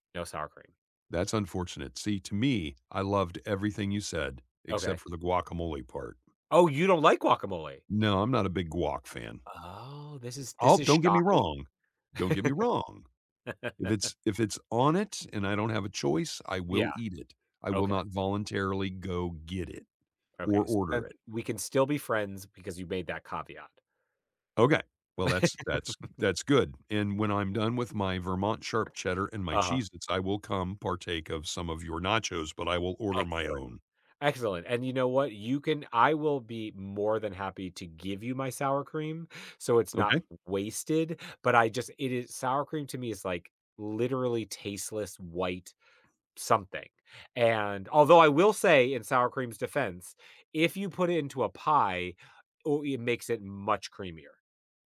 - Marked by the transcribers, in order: drawn out: "Oh"; laugh; laugh; other background noise
- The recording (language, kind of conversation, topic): English, unstructured, What comfort food should I try when I'm feeling down?
- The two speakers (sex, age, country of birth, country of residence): male, 45-49, United States, United States; male, 65-69, United States, United States